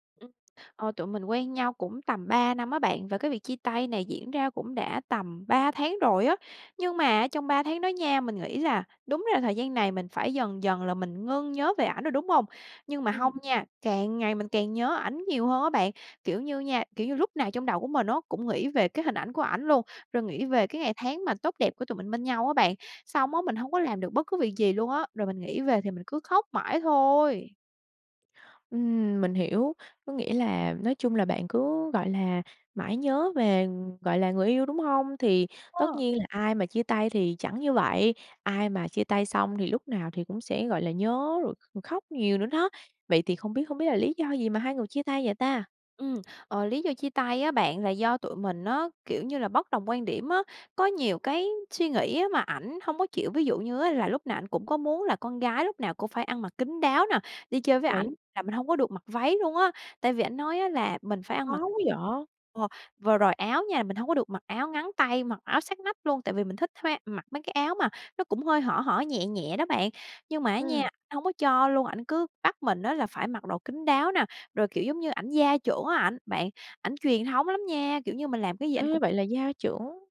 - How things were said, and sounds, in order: tapping
- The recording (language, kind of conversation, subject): Vietnamese, advice, Làm sao để ngừng nghĩ về người cũ sau khi vừa chia tay?